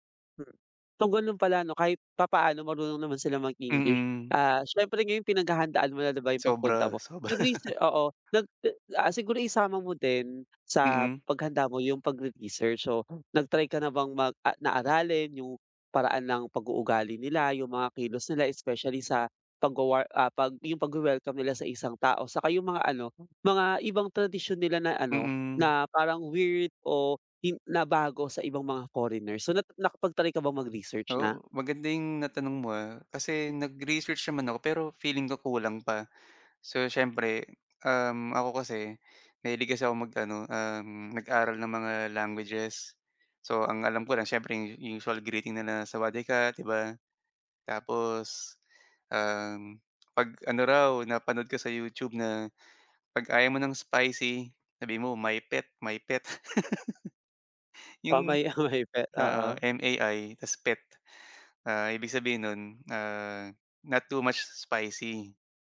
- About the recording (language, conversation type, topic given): Filipino, advice, Paano ko mapapahusay ang praktikal na kasanayan ko sa komunikasyon kapag lumipat ako sa bagong lugar?
- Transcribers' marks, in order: tapping; chuckle; other background noise; in Thai: "Sawadee ka"; in Thai: "mi phed, mi phed"; in Thai: "mi phed"; laugh